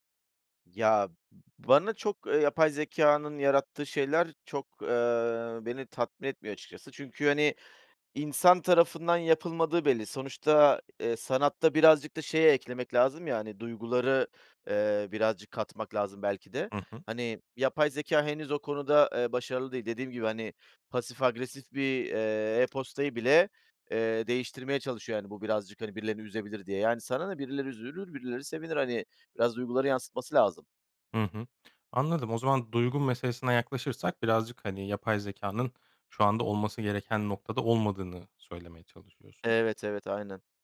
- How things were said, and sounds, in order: tapping; "üzülür" said as "üzülülür"; unintelligible speech
- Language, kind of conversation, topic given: Turkish, podcast, Yapay zekâ, hayat kararlarında ne kadar güvenilir olabilir?